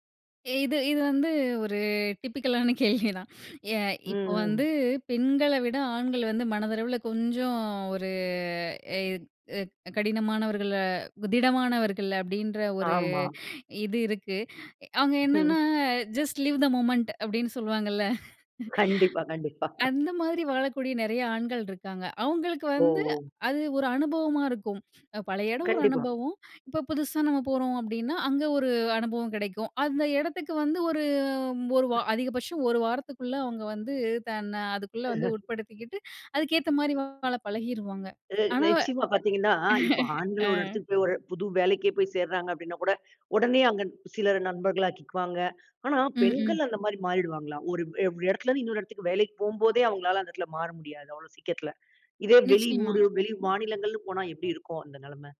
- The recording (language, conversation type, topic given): Tamil, podcast, நீங்கள் வேலை இடத்தை மாற்ற வேண்டிய சூழல் வந்தால், உங்கள் மனநிலையை எப்படிப் பராமரிக்கிறீர்கள்?
- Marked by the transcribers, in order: laughing while speaking: "இது இது வந்து ஒரு டிப்பிக்ல் ஆன கேள்வி தான்"; in English: "டிப்பிக்ல்"; drawn out: "ஒரு"; unintelligible speech; laughing while speaking: "ஜஸ்ட் லிவ் தெ மொமெண்ட் அப்பிடின்னு சொல்லுவாங்க"; in English: "ஜஸ்ட் லிவ் தெ மொமெண்ட்"; chuckle; tapping; other noise; other background noise; chuckle; unintelligible speech